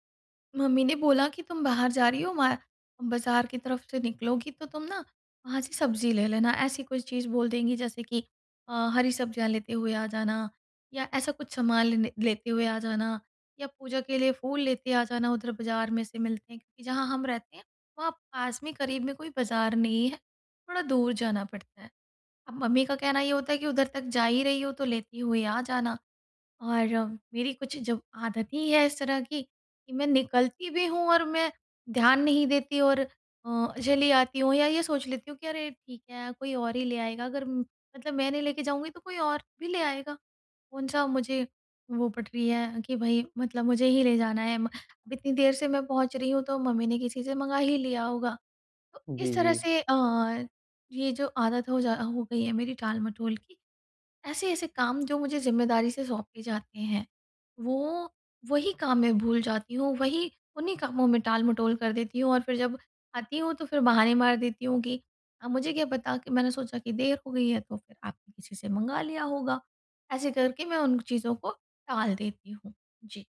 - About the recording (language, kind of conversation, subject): Hindi, advice, मैं टालमटोल की आदत कैसे छोड़ूँ?
- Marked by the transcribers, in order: none